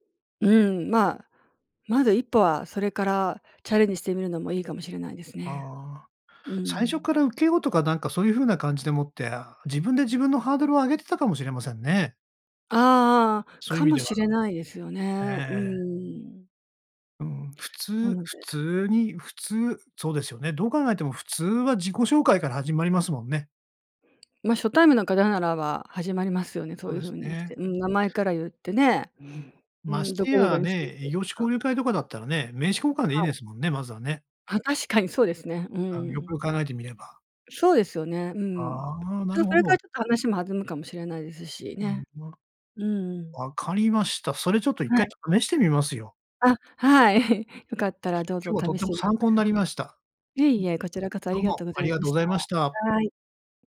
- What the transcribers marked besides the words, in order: chuckle
- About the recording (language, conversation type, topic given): Japanese, advice, 社交の場で緊張して人と距離を置いてしまうのはなぜですか？